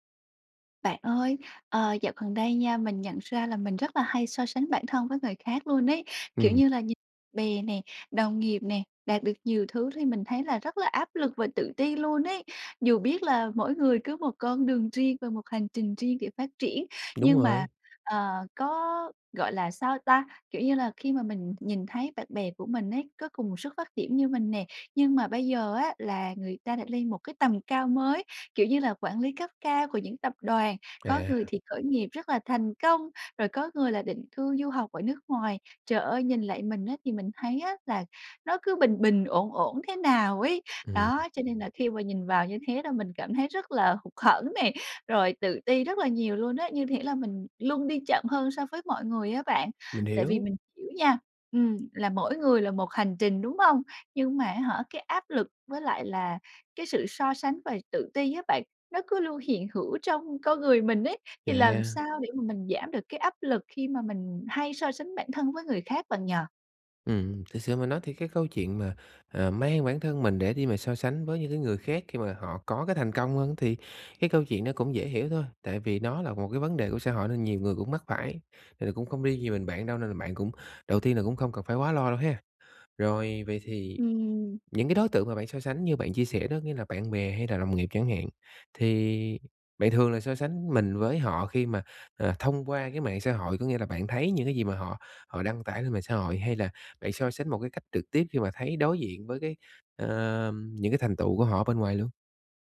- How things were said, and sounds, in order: tapping; other background noise
- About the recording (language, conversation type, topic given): Vietnamese, advice, Làm sao để giảm áp lực khi mình hay so sánh bản thân với người khác?